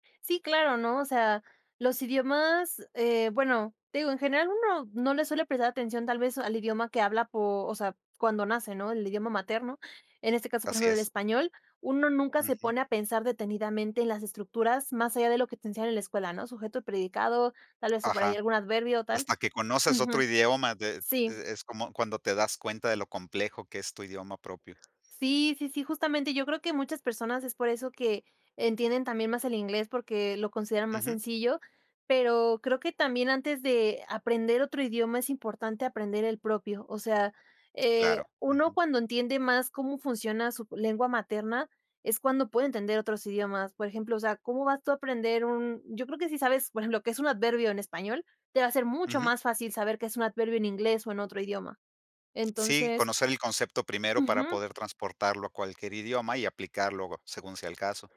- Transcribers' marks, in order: tapping
- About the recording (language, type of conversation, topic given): Spanish, podcast, ¿Qué papel juega el idioma en tu identidad?